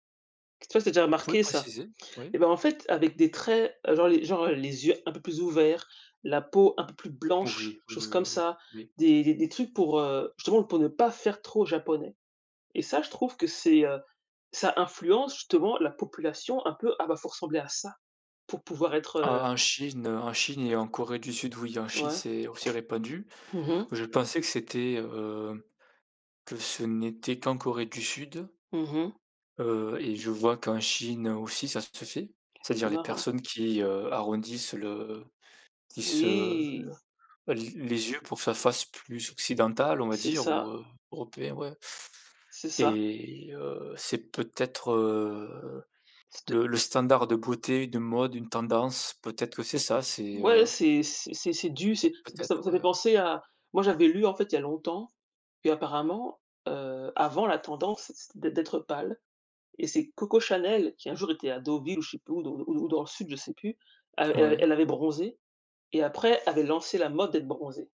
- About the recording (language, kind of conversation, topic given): French, unstructured, Quelle responsabilité les entreprises ont-elles en matière de représentation corporelle ?
- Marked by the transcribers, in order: unintelligible speech; sneeze; tapping; drawn out: "Oui"